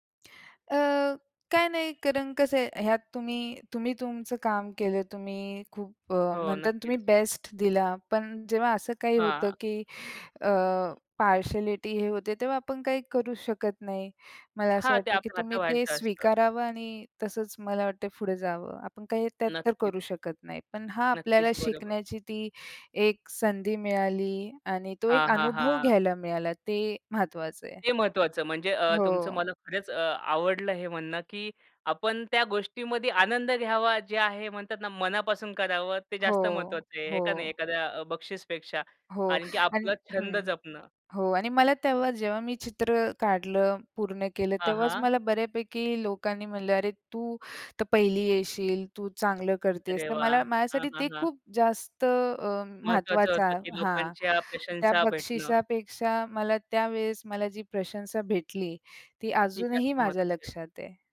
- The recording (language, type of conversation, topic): Marathi, podcast, तुम्हाला कोणता छंद सर्वात जास्त आवडतो आणि तो का आवडतो?
- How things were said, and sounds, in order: lip smack; other background noise; tapping; other noise